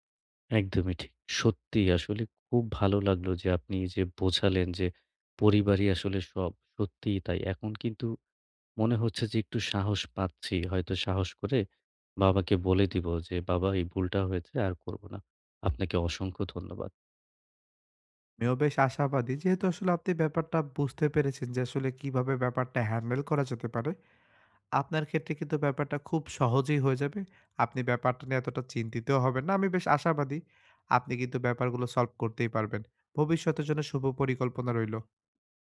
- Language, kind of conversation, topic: Bengali, advice, চোট বা ব্যর্থতার পর আপনি কীভাবে মানসিকভাবে ঘুরে দাঁড়িয়ে অনুপ্রেরণা বজায় রাখবেন?
- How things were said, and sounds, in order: tapping; other background noise